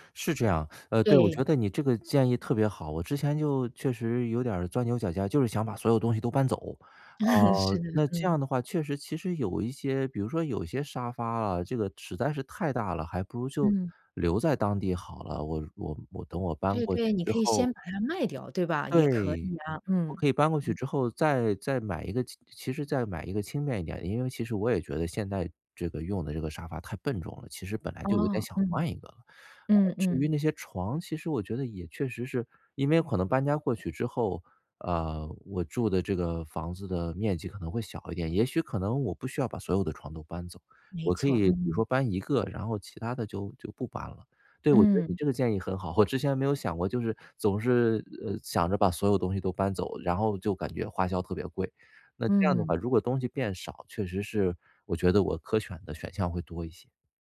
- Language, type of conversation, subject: Chinese, advice, 我如何制定搬家预算并尽量省钱？
- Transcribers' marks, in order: laughing while speaking: "嗯，是"